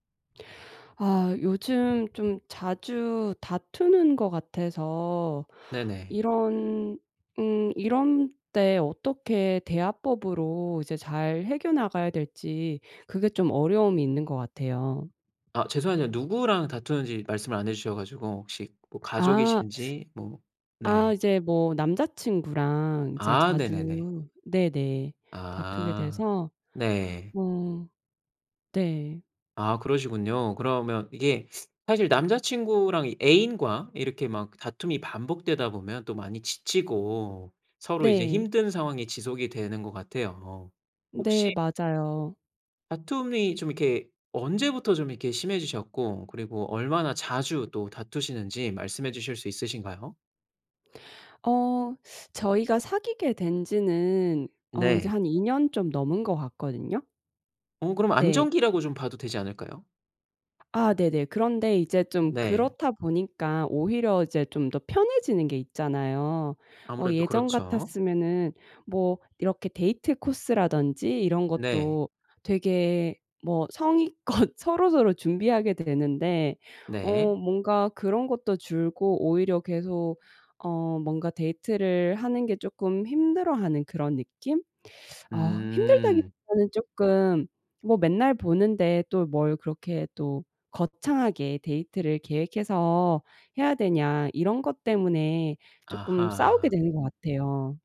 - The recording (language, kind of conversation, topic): Korean, advice, 자주 다투는 연인과 어떻게 대화하면 좋을까요?
- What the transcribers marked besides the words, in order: other background noise; laughing while speaking: "성의껏"